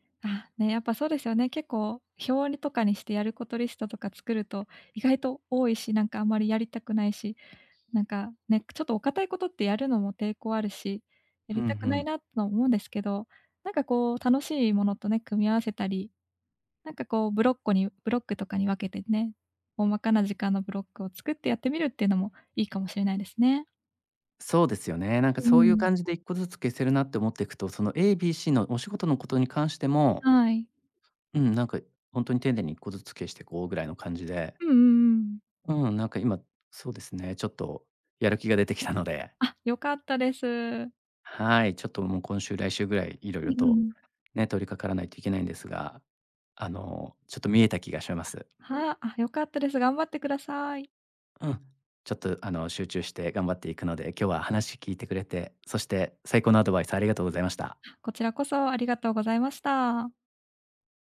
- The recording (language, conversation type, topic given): Japanese, advice, 複数のプロジェクトを抱えていて、どれにも集中できないのですが、どうすればいいですか？
- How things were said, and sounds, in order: tapping; laughing while speaking: "出てきたので"; exhale